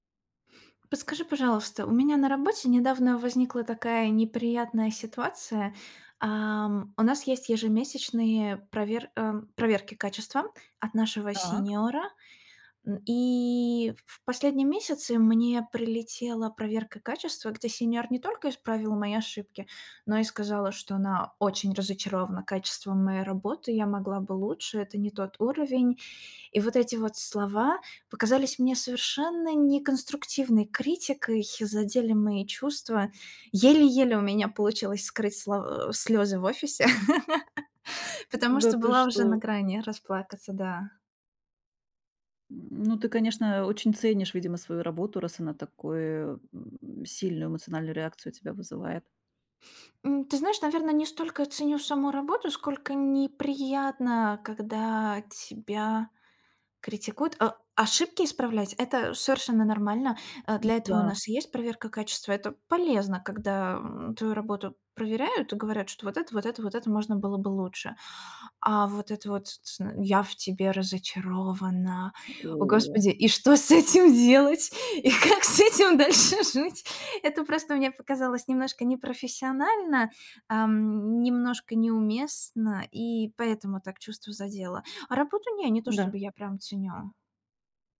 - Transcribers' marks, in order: laugh; laughing while speaking: "и что с этим делать и как с этим дальше жить?"
- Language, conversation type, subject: Russian, advice, Как вы отреагировали, когда ваш наставник резко раскритиковал вашу работу?